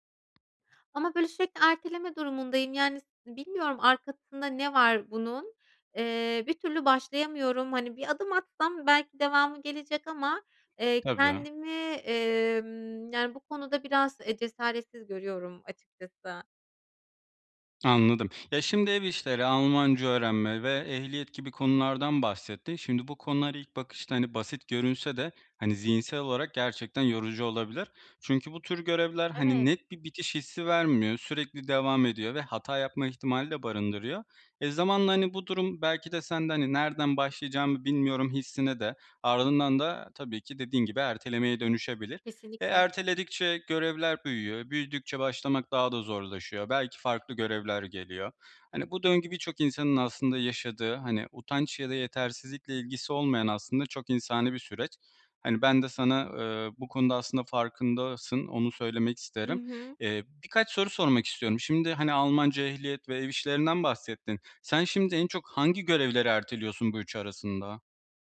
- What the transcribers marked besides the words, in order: tapping
- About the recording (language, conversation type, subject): Turkish, advice, Görevleri sürekli bitiremiyor ve her şeyi erteliyorsam, okulda ve işte zorlanırken ne yapmalıyım?